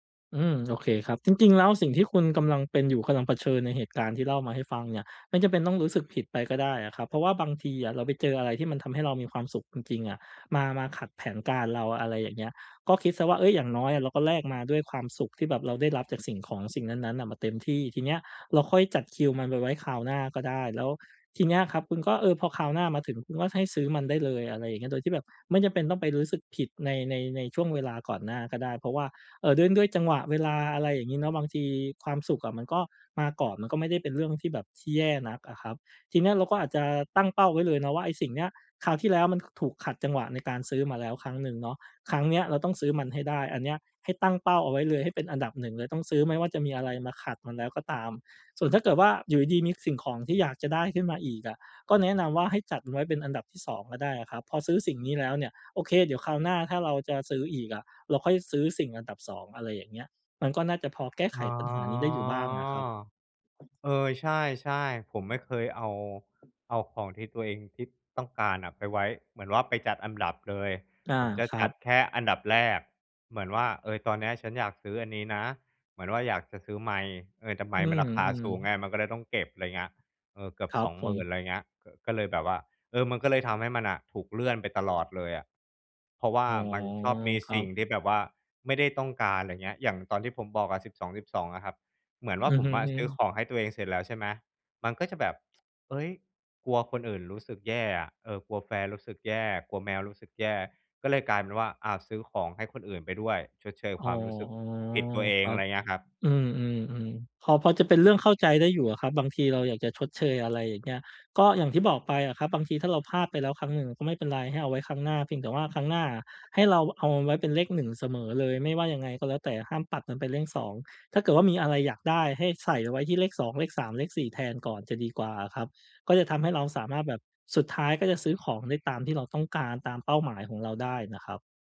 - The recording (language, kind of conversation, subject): Thai, advice, ฉันจะจัดกลุ่มงานที่คล้ายกันเพื่อช่วยลดการสลับบริบทและสิ่งรบกวนสมาธิได้อย่างไร?
- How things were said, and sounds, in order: drawn out: "อ๋อ"; tapping